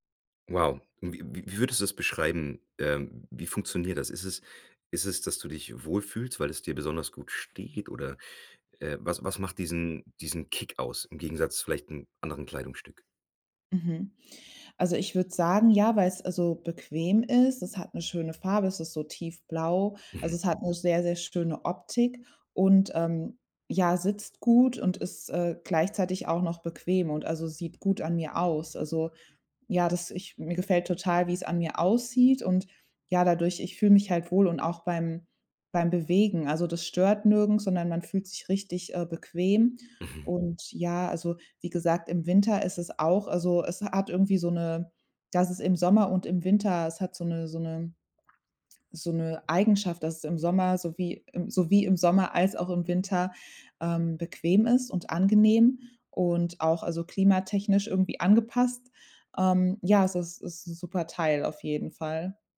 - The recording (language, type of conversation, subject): German, podcast, Gibt es ein Kleidungsstück, das dich sofort selbstsicher macht?
- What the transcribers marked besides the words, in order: other background noise